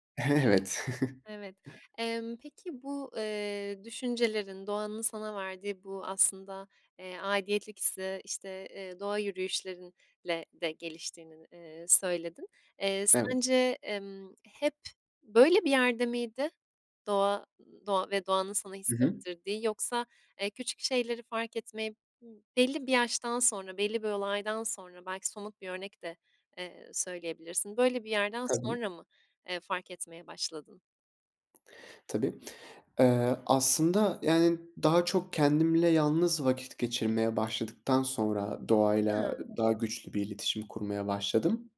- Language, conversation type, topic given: Turkish, podcast, Doğada küçük şeyleri fark etmek sana nasıl bir bakış kazandırır?
- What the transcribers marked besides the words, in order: chuckle; other background noise; other noise